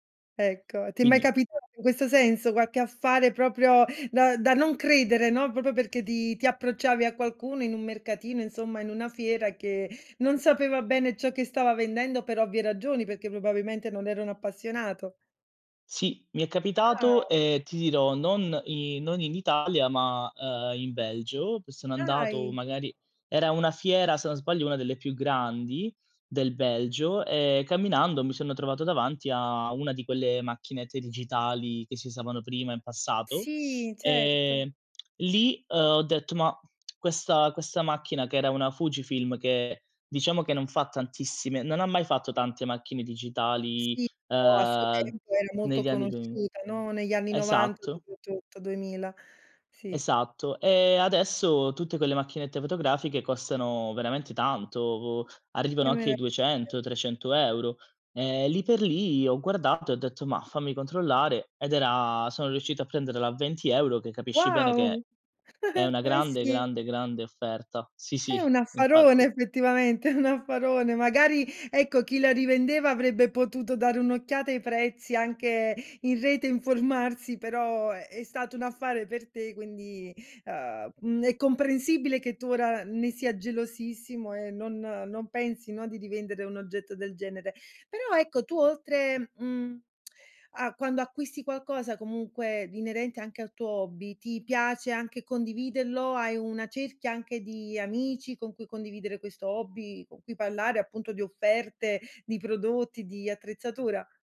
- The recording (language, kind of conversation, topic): Italian, podcast, Come scegliere l’attrezzatura giusta senza spendere troppo?
- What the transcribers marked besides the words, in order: "Qualche" said as "quacche"; "proprio" said as "propro"; other background noise; giggle; laughing while speaking: "sì"; laughing while speaking: "è un"; "condividerlo" said as "condividello"